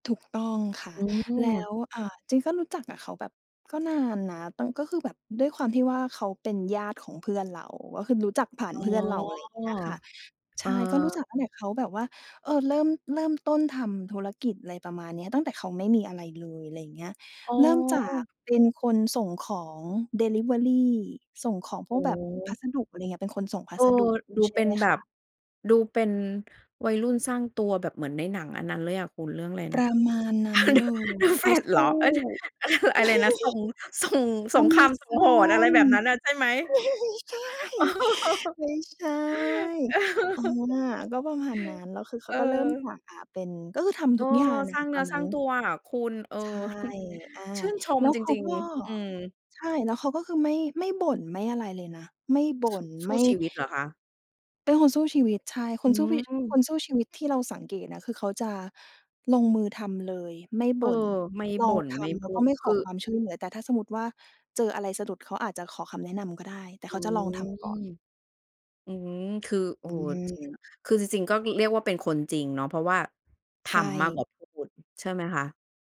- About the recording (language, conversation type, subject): Thai, podcast, ความสัมพันธ์แบบไหนที่ช่วยเติมความหมายให้ชีวิตคุณ?
- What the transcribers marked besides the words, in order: laughing while speaking: "อา The The Flash เหรอ อะ อะไรนะ ส่ง ส่ง"; laugh; laughing while speaking: "ไม่ใช่"; laugh; chuckle